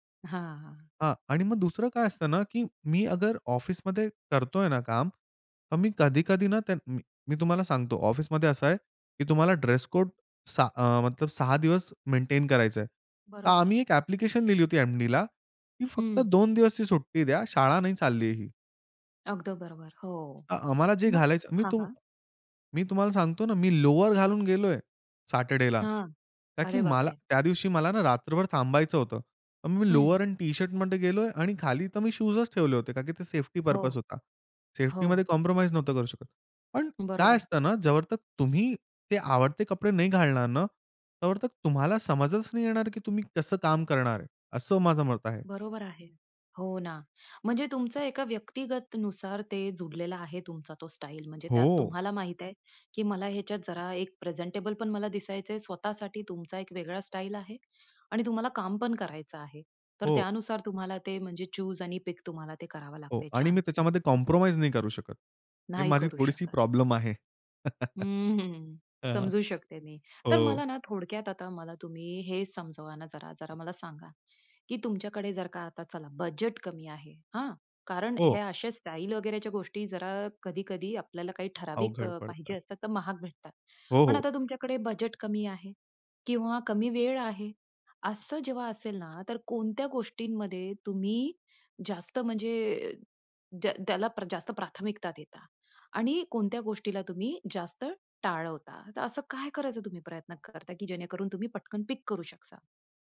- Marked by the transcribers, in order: in English: "ड्रेस कोड"; in English: "मेंटेन"; in English: "ॲप्प्लिकेशन"; other background noise; in English: "लोवर"; in English: "लोवर एंड टी-शर्टमध्ये"; in English: "सेफ्टी पर्पज"; in English: "सेफ्टीमध्ये कॉम्प्रोमाईज"; "जोपर्यंत" said as "जोवरतक"; "तोपर्यंत" said as "तोवरतक"; in English: "प्रेझेंटेबल"; in English: "चूज"; in English: "पिक"; in English: "कॉम्प्रोमाईज"; laughing while speaking: "हं, हं"; laugh; in English: "पिक"
- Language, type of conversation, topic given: Marathi, podcast, कामाच्या ठिकाणी व्यक्तिमत्व आणि साधेपणा दोन्ही टिकतील अशी शैली कशी ठेवावी?